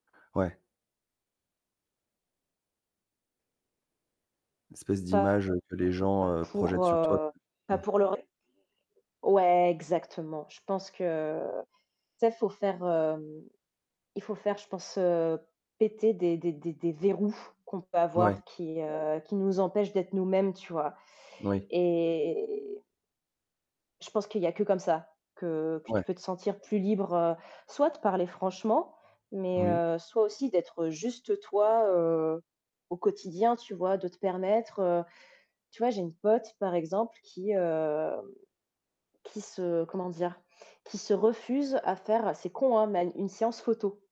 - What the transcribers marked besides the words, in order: distorted speech; drawn out: "et"; drawn out: "hem"
- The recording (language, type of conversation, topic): French, unstructured, As-tu déjà eu peur d’exprimer ce que tu penses vraiment ?